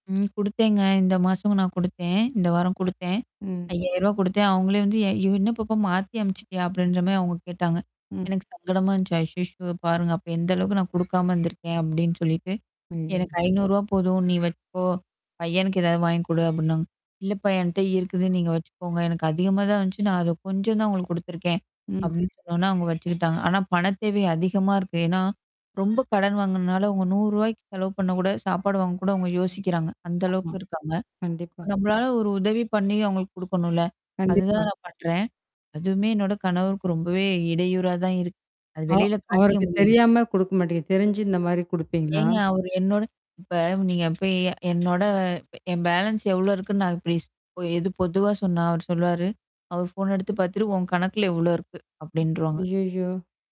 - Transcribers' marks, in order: tapping; static; background speech; other background noise; distorted speech; in English: "பேலன்ஸ்"
- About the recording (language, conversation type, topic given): Tamil, podcast, வாழ்க்கையில் வரும் கடுமையான சவால்களை நீங்கள் எப்படி சமாளித்து கடக்கிறீர்கள்?
- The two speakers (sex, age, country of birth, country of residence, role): female, 25-29, India, India, guest; female, 35-39, India, India, host